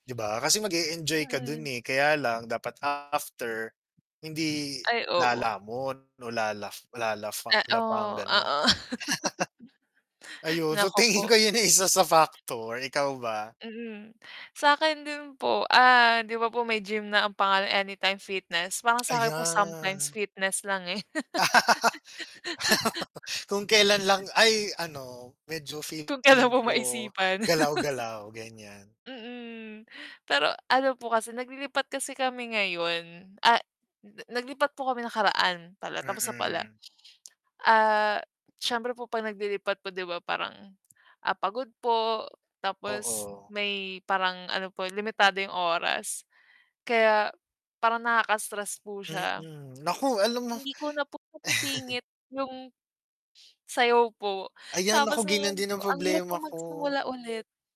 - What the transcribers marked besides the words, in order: static; distorted speech; tapping; laughing while speaking: "oo"; laugh; laughing while speaking: "tingin ko 'yun ay isa"; laugh; chuckle; chuckle
- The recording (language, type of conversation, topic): Filipino, unstructured, Bakit may mga taong mas madaling pumayat kaysa sa iba?